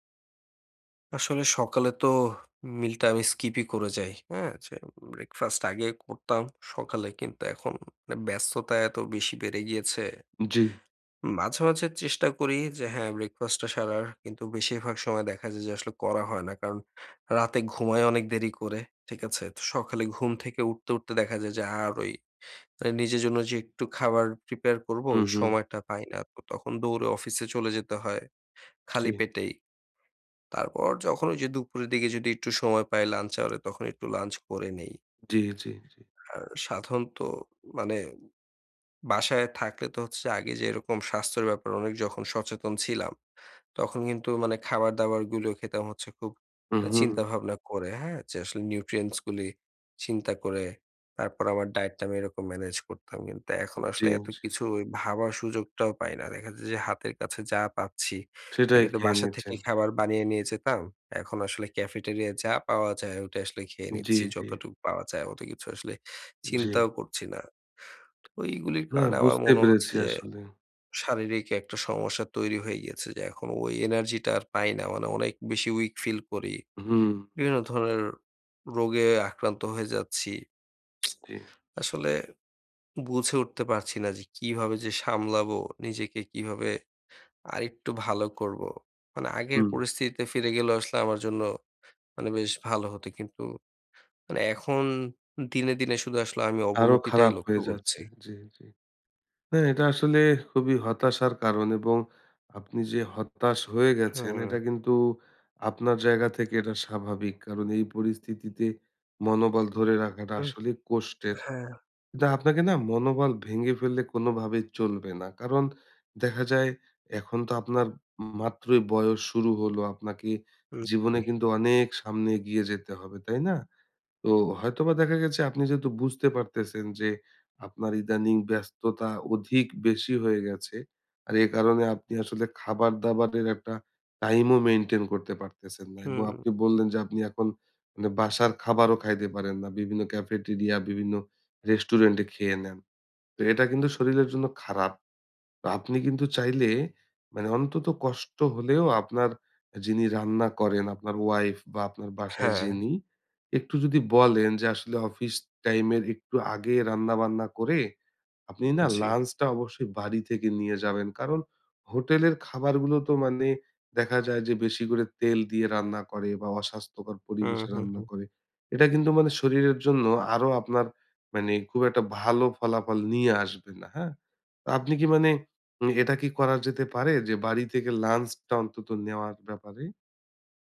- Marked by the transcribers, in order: in English: "meal"; "মানে" said as "মান"; in English: "prepare"; in English: "lunch hour"; in English: "Nutrients"; tapping; in English: "weak"; tsk; in English: "cafeteria"
- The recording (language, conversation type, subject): Bengali, advice, নিজের শরীর বা চেহারা নিয়ে আত্মসম্মান কমে যাওয়া
- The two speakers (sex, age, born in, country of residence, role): male, 30-34, Bangladesh, Bangladesh, advisor; male, 60-64, Bangladesh, Bangladesh, user